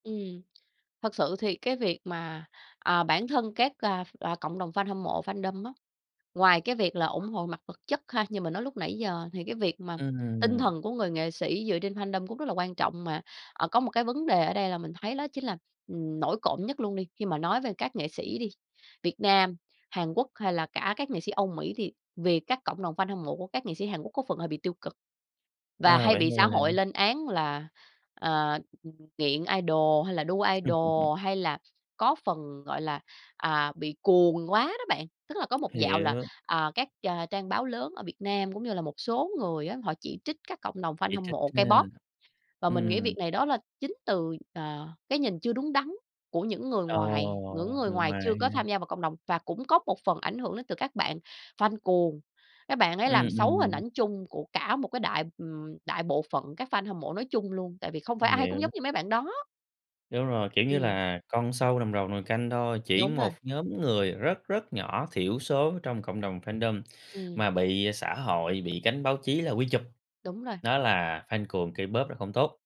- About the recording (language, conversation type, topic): Vietnamese, podcast, Bạn cảm nhận fandom ảnh hưởng tới nghệ sĩ thế nào?
- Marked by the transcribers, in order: tapping; in English: "fandom"; in English: "fandom"; in English: "idol"; in English: "idol"; chuckle; other background noise; in English: "fandom"